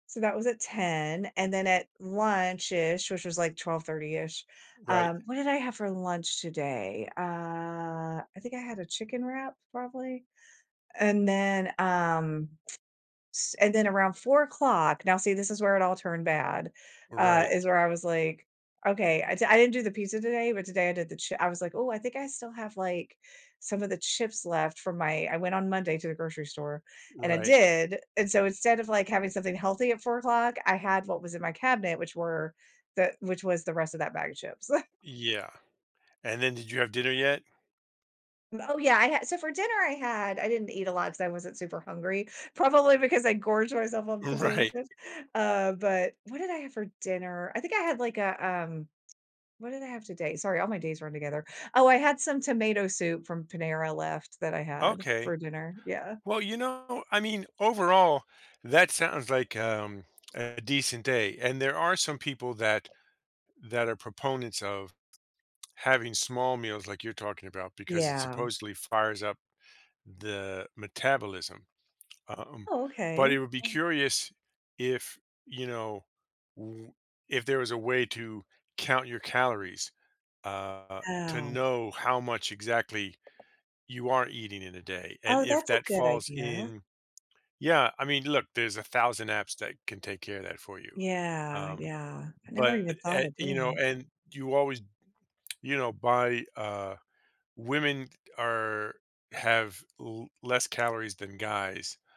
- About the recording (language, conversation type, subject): English, advice, How can I quit a habit and start a new one?
- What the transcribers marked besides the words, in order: drawn out: "Uh"; tsk; chuckle; laughing while speaking: "Right/"; other background noise; tapping; swallow